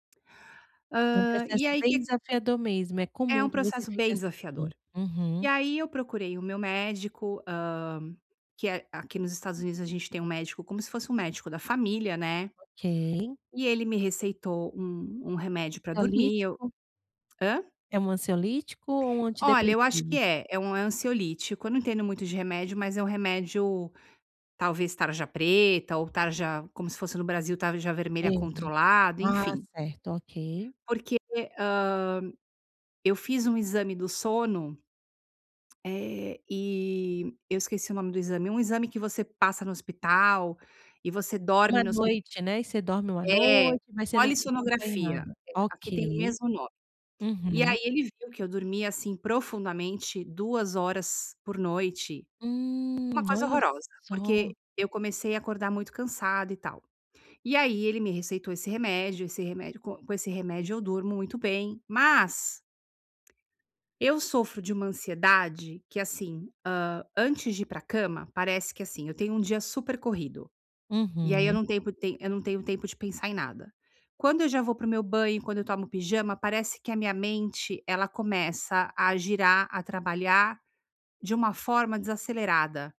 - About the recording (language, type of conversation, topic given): Portuguese, advice, Como posso reduzir a ansiedade antes de dormir?
- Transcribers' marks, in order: other background noise; unintelligible speech; tapping